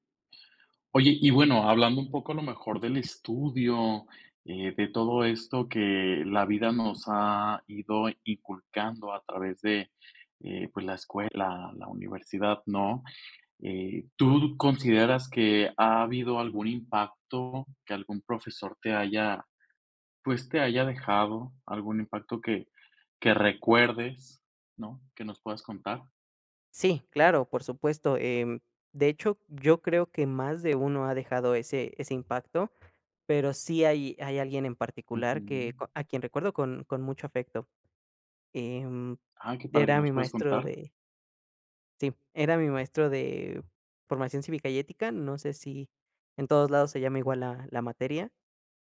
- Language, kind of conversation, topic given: Spanish, podcast, ¿Qué impacto tuvo en tu vida algún profesor que recuerdes?
- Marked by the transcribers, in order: none